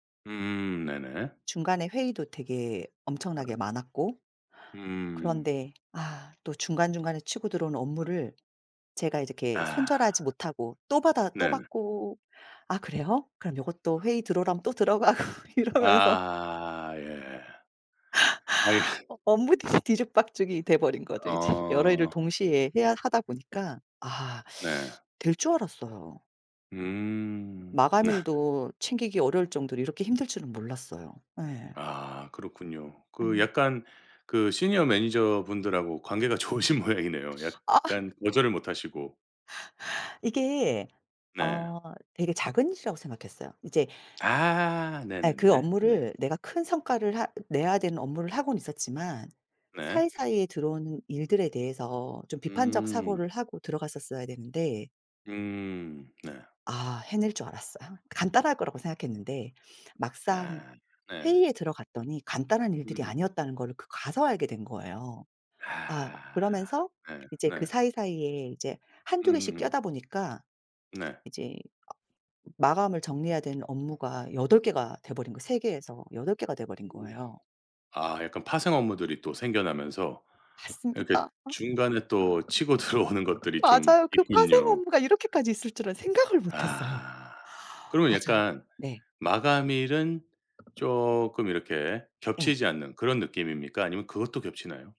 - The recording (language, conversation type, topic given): Korean, advice, 여러 일을 동시에 진행하느라 성과가 낮다고 느끼시는 이유는 무엇인가요?
- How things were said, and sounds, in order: other background noise; tapping; laughing while speaking: "들어가고 이러면서"; laughing while speaking: "이제"; teeth sucking; laughing while speaking: "네"; laughing while speaking: "좋으신"; laughing while speaking: "들어오는"; anticipating: "맞아요"